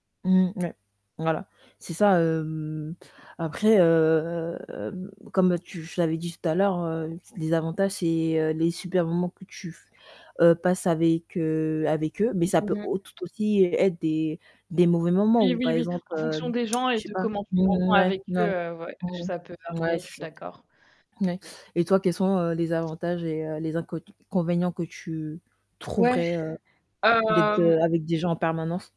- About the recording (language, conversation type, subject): French, unstructured, Préféreriez-vous être toujours entouré de gens ou passer du temps seul ?
- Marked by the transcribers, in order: static; drawn out: "heu"; tapping; tsk; distorted speech; other background noise; "inconvénients" said as "convénients"; stressed: "trouverais"